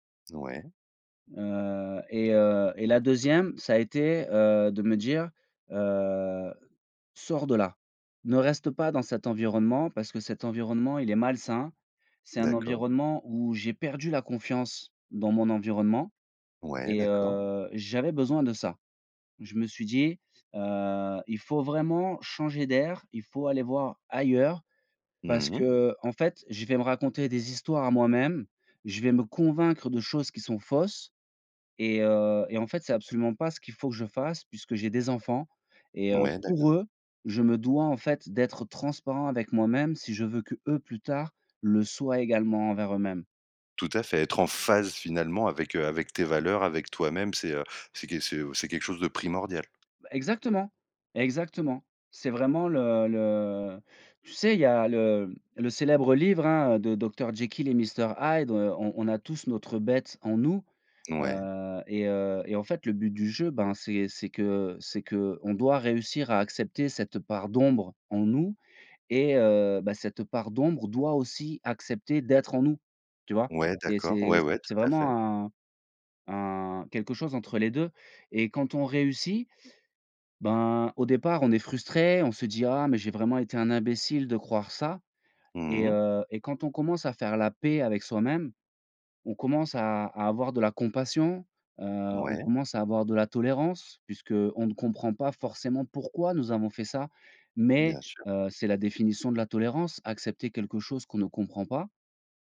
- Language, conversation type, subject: French, podcast, Quand tu fais une erreur, comment gardes-tu confiance en toi ?
- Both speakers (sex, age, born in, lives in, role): male, 30-34, France, France, host; male, 35-39, France, France, guest
- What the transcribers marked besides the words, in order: stressed: "phase"; tapping